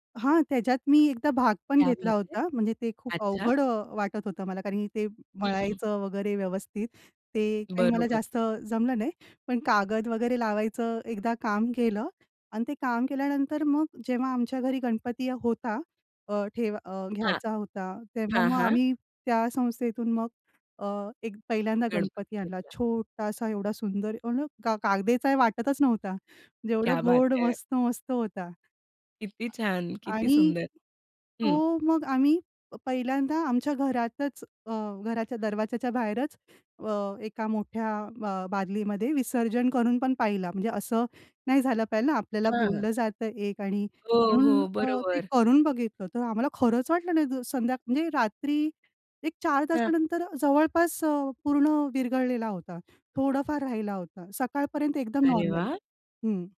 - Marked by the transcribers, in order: in Hindi: "क्या बात है!"; other background noise; stressed: "छोटासा"; "कागदाचा" said as "कागदेचा"; joyful: "क्या बात है!"; in Hindi: "क्या बात है!"; joyful: "म्हणजे एवढा गोड मस्त-मस्त होता"; joyful: "किती छान! किती सुंदर!"; "पाहिजे" said as "पाहिजेल"; surprised: "तर आम्हाला खरंच वाटलं नाही"; tapping
- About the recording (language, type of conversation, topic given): Marathi, podcast, तुम्ही निसर्गासाठी केलेलं एखादं छोटं काम सांगू शकाल का?